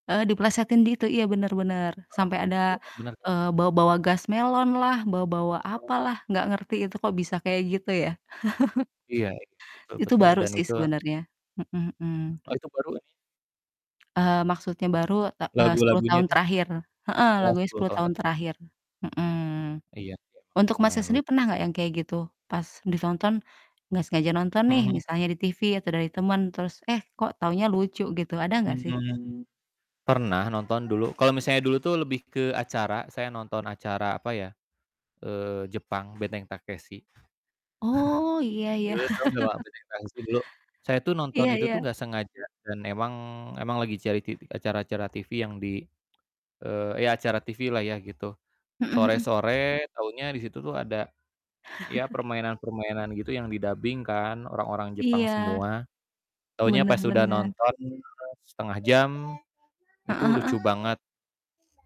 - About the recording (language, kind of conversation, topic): Indonesian, unstructured, Film atau acara apa yang membuat kamu tertawa terbahak-bahak?
- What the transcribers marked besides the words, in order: static; distorted speech; chuckle; tapping; other background noise; chuckle; chuckle; chuckle; other noise; background speech